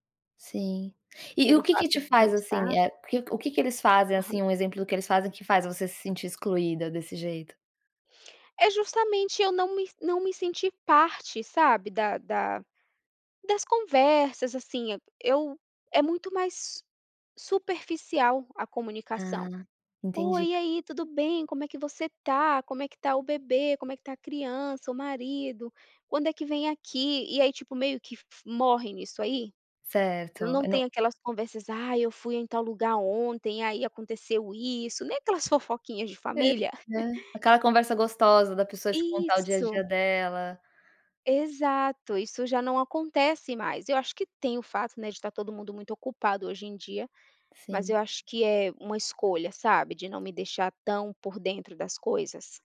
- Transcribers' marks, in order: laugh
- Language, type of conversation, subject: Portuguese, advice, Como posso lidar com a sensação de estar sendo excluído de um antigo grupo de amigos?